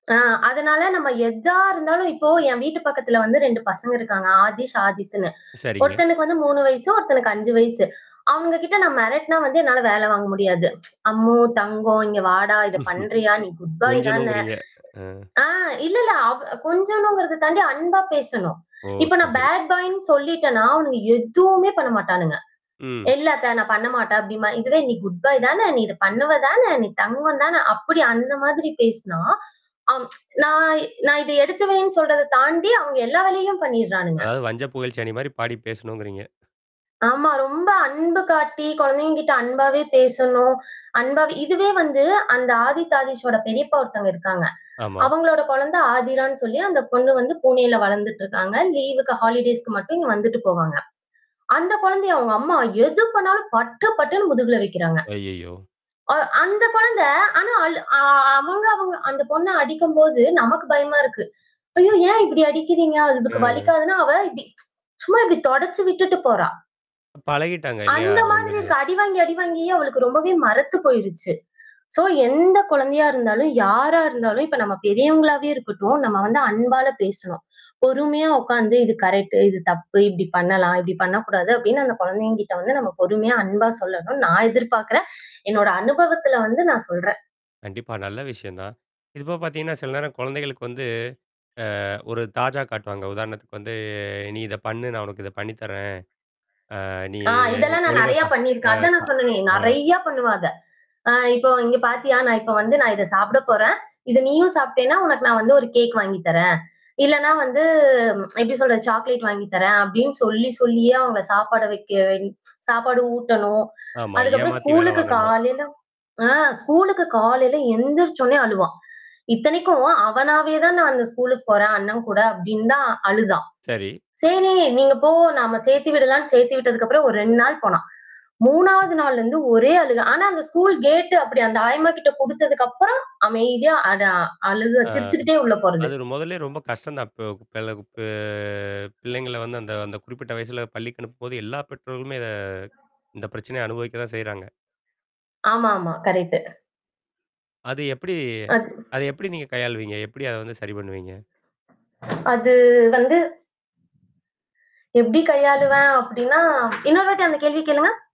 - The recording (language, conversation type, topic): Tamil, podcast, குழந்தைகளுக்கு அன்பை வெளிப்படுத்தும் விதங்களை எப்படிக் கற்பிக்கலாம்?
- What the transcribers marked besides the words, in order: tsk; other noise; chuckle; in English: "குட் பாய்"; in English: "பேட் பாய்னு"; in English: "குட் பாய்"; tsk; in English: "லீவ்க்கு ஹாலிடேஸ்க்கு"; other background noise; mechanical hum; tsk; in English: "சோ"; in English: "கரெக்ட்"; drawn out: "வந்து"; drawn out: "வந்து"; tsk; tsk; static; in English: "ஸ்கூல் கேட்"; unintelligible speech; drawn out: "பெ"; in English: "கரெக்ட்"; tapping